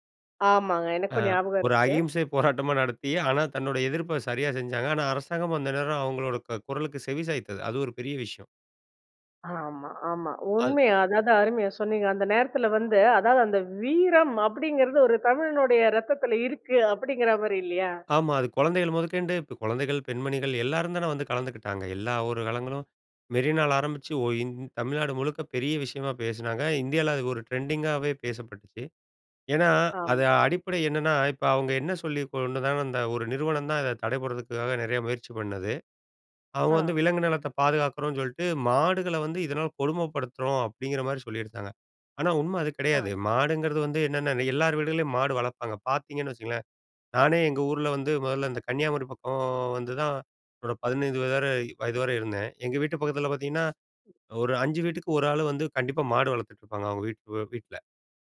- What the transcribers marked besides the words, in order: laughing while speaking: "போராட்டமா"; surprised: "அது ஒரு பெரிய விஷயம்!"; "முதக்கொண்டு" said as "முதக்கண்டு"; in English: "ட்ரெண்டிங்காகவே"; other noise
- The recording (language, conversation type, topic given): Tamil, podcast, வெவ்வேறு திருவிழாக்களை கொண்டாடுவது எப்படி இருக்கிறது?